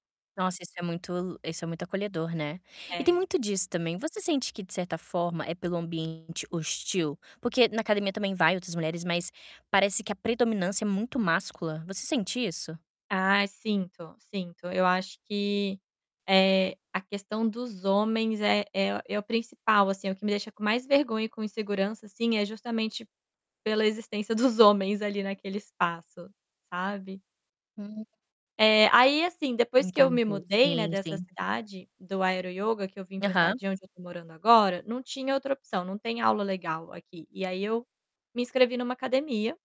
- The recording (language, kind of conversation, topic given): Portuguese, advice, Como posso lidar com a vergonha e a insegurança ao ir à academia?
- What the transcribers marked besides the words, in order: static; distorted speech; laughing while speaking: "homens"